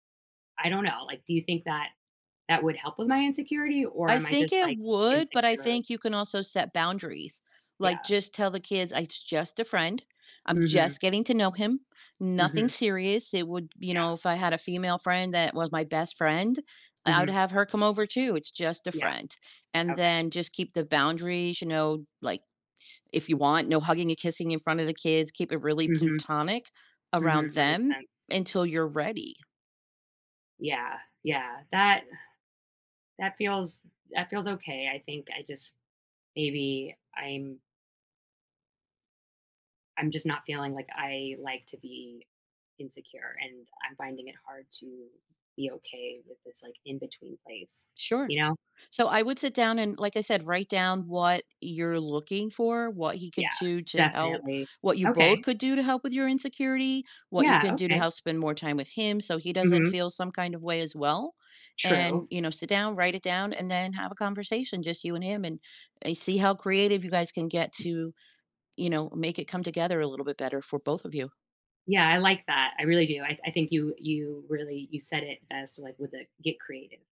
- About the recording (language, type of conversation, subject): English, advice, How can I manage jealousy and insecurity so they don't hurt my relationship?
- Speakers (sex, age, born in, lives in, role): female, 40-44, United States, United States, user; female, 60-64, United States, United States, advisor
- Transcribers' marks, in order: other background noise; tapping; "platonic" said as "plutonic"